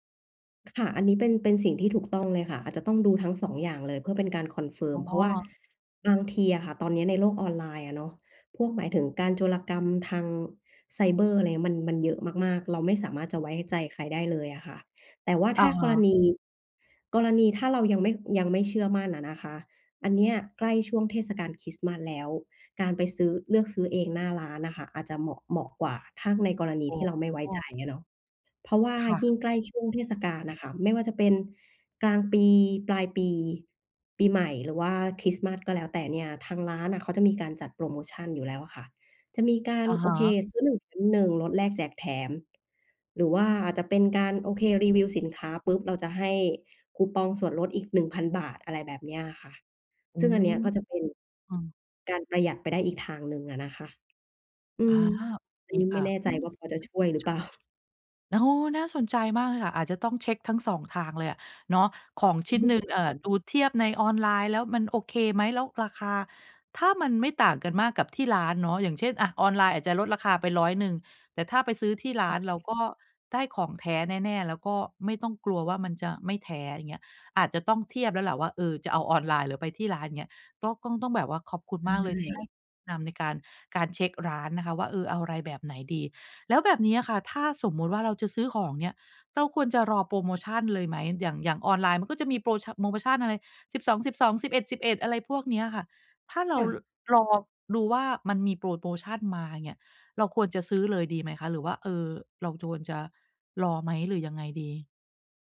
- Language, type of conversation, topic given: Thai, advice, จะช็อปปิ้งให้คุ้มค่าและไม่เสียเงินเปล่าได้อย่างไร?
- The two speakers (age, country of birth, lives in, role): 30-34, Thailand, Thailand, advisor; 45-49, Thailand, Thailand, user
- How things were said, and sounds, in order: other noise; other background noise; unintelligible speech; laughing while speaking: "เปล่า ?"